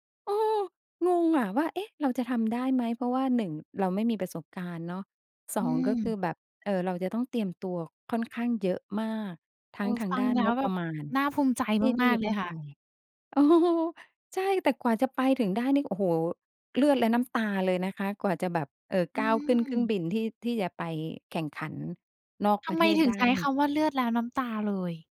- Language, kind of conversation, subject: Thai, podcast, คุณช่วยเล่าเหตุการณ์ที่คุณมองว่าเป็นความสำเร็จครั้งใหญ่ที่สุดในชีวิตให้ฟังได้ไหม?
- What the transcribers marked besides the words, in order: laughing while speaking: "เออ"